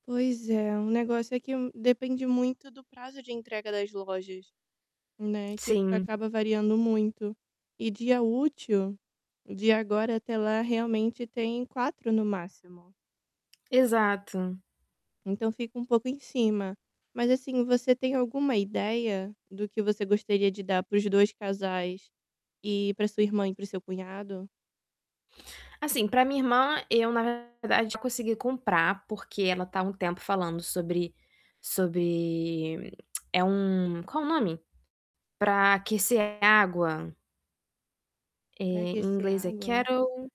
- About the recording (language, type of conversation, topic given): Portuguese, advice, Como posso encontrar boas opções de presentes ou roupas sem ter tempo para pesquisar?
- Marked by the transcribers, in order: distorted speech; tapping; tongue click; static; in English: "kettle"